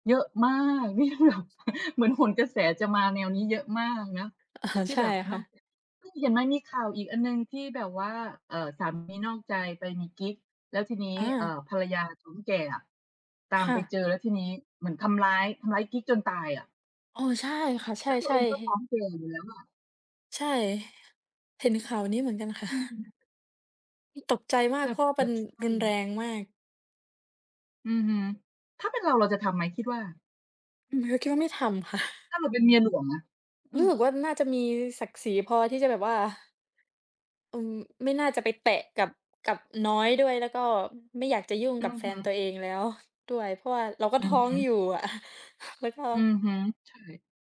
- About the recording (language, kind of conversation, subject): Thai, unstructured, คุณคิดว่าคนที่นอกใจควรได้รับโอกาสแก้ไขความสัมพันธ์ไหม?
- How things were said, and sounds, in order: laughing while speaking: "นี่แบบ"; chuckle; tapping; other background noise; chuckle; chuckle